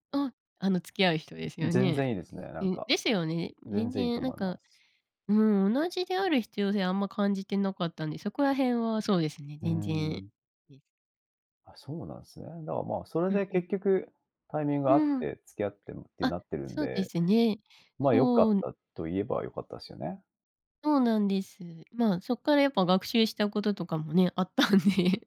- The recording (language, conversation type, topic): Japanese, podcast, タイミングが合わなかったことが、結果的に良いことにつながった経験はありますか？
- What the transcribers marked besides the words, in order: laughing while speaking: "あったんで"